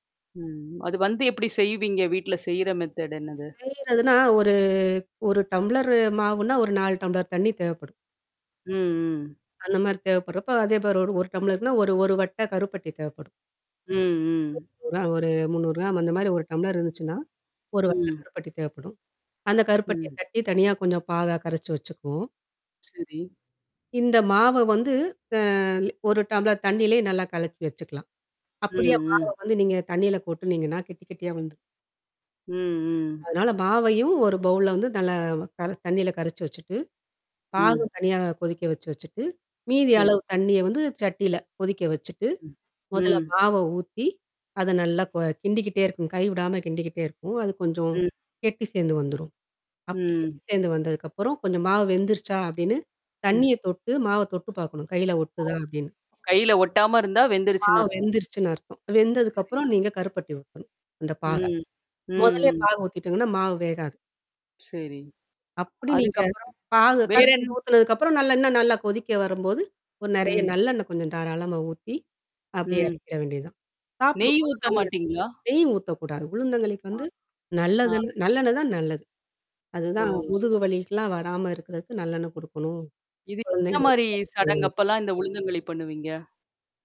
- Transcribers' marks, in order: in English: "மெத்தேடு்"; static; distorted speech; drawn out: "ஒரு"; tapping; other background noise; drawn out: "அ"; "மாவையும்" said as "பாவையும்"; "மாவ" said as "பாவ"; mechanical hum; "மாவு" said as "பாவு"; other noise; background speech
- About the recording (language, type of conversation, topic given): Tamil, podcast, உங்கள் பாரம்பரிய உணவுகளில் உங்களுக்குப் பிடித்த ஒரு இதமான உணவைப் பற்றி சொல்ல முடியுமா?